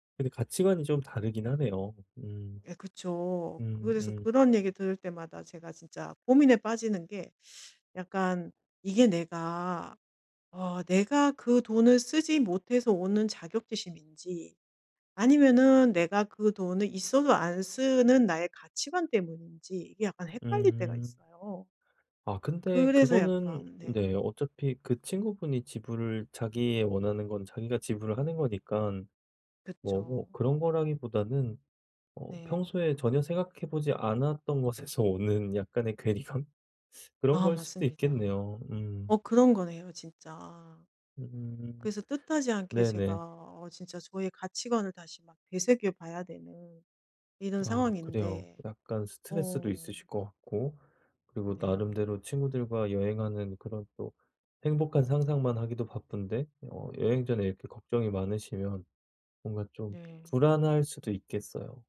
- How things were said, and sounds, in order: other background noise; tapping; teeth sucking; laughing while speaking: "것에서"
- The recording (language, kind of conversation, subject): Korean, advice, 남들의 소비 압력 앞에서도 내 가치에 맞는 선택을 하려면 어떻게 해야 할까요?